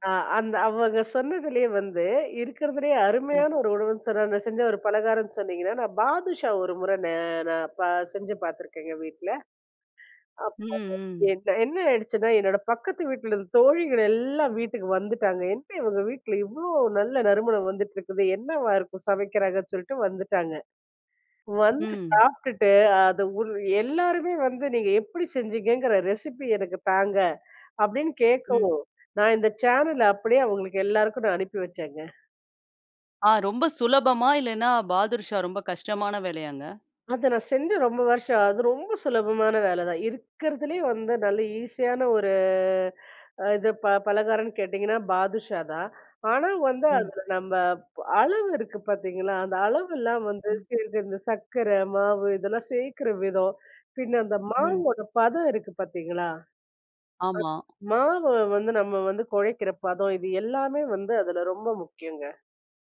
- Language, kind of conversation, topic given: Tamil, podcast, உணவு சுடும் போது வரும் வாசனைக்கு தொடர்பான ஒரு நினைவை நீங்கள் பகிர முடியுமா?
- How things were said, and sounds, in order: unintelligible speech; in English: "ரெசப்பி"; drawn out: "ஒரு"; unintelligible speech